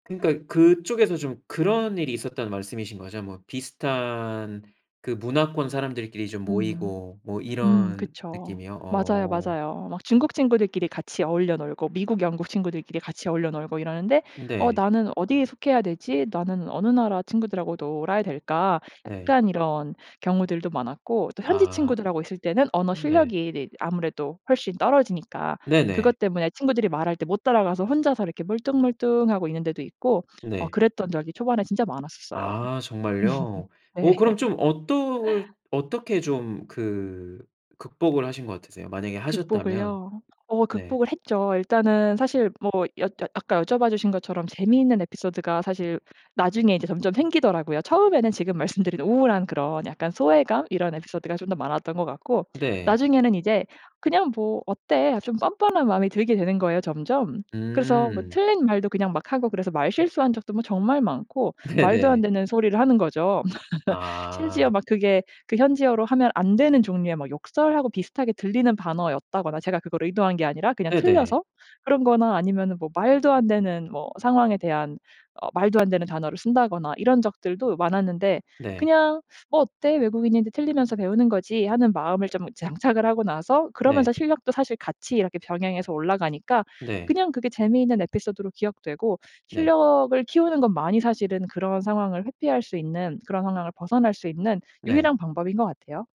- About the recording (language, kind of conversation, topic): Korean, podcast, 언어나 이름 때문에 소외감을 느껴본 적이 있나요?
- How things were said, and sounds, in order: tapping; other background noise; laughing while speaking: "음 네"; laughing while speaking: "네네"; laugh